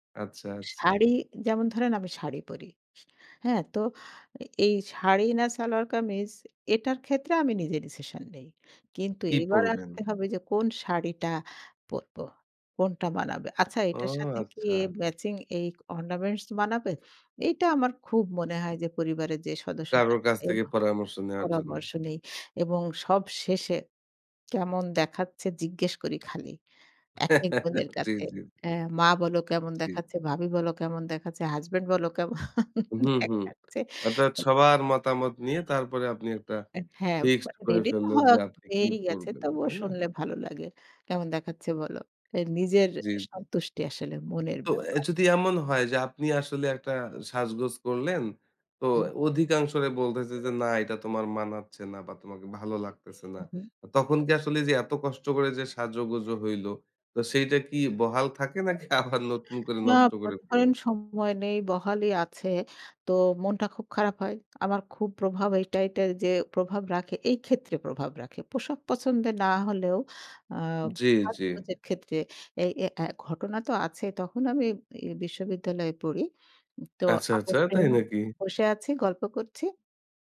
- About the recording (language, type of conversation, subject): Bengali, podcast, পরিবার বা বন্ধুরা তোমার পোশাকের পছন্দে কতটা প্রভাব ফেলে?
- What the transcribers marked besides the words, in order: unintelligible speech; tongue click; laugh; laughing while speaking: "হাসব্যান্ড বল কেমন দেখাচ্ছে"; laughing while speaking: "নাকি আবার নতুন করে নষ্ট করে ফেলেন?"